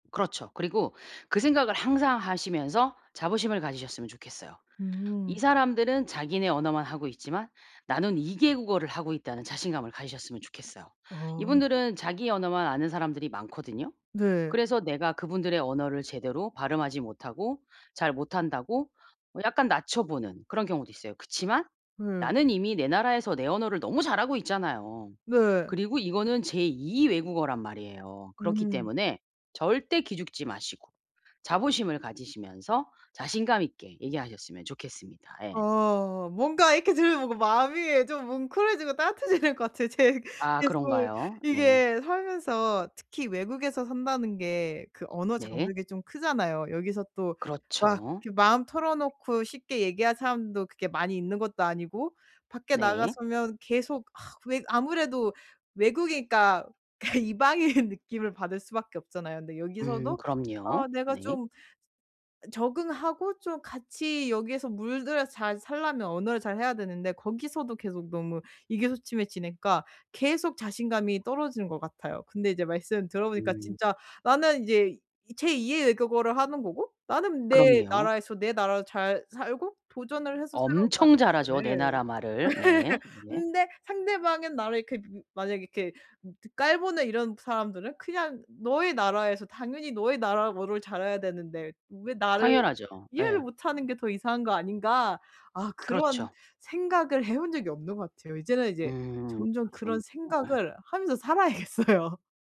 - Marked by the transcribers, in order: tapping; laughing while speaking: "따뜻해지는 것 같아요. 제"; other background noise; laughing while speaking: "그 이방인"; laugh; laughing while speaking: "살아야겠어요"
- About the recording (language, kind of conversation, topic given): Korean, advice, 새 나라에서 언어 장벽과 자신감을 어떻게 극복할 수 있을까요?